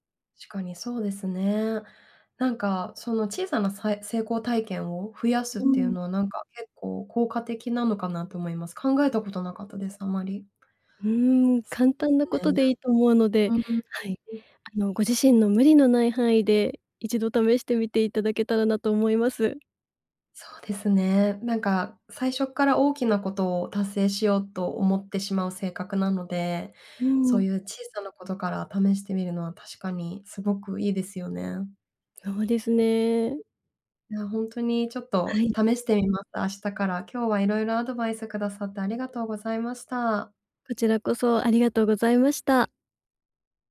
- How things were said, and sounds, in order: other background noise
- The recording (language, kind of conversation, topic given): Japanese, advice, 燃え尽き感が強くて仕事や日常に集中できないとき、どうすれば改善できますか？